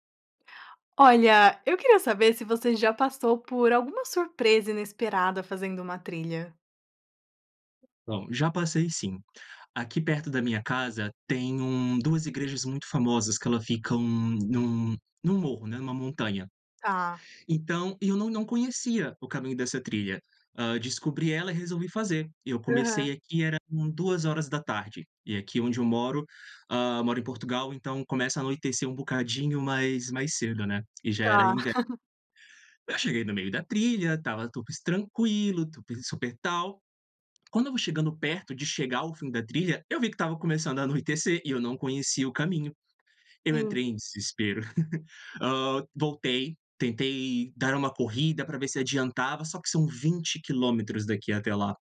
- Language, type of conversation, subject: Portuguese, podcast, Já passou por alguma surpresa inesperada durante uma trilha?
- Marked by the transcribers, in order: tapping; other background noise; chuckle; chuckle